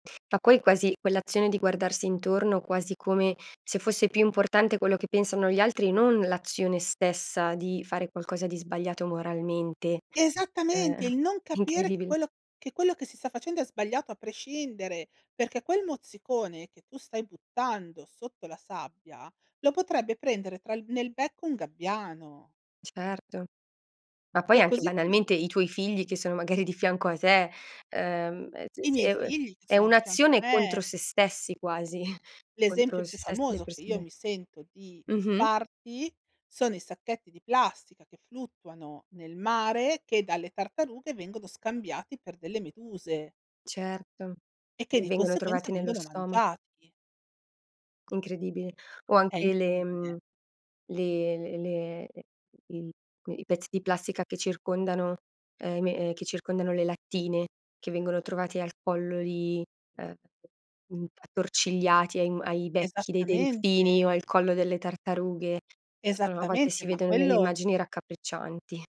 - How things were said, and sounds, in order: other background noise; stressed: "Esattamente"; tapping; "Cioè" said as "ceh"; unintelligible speech; stressed: "me"; scoff
- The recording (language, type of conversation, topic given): Italian, podcast, Perché è importante proteggere le spiagge e i mari?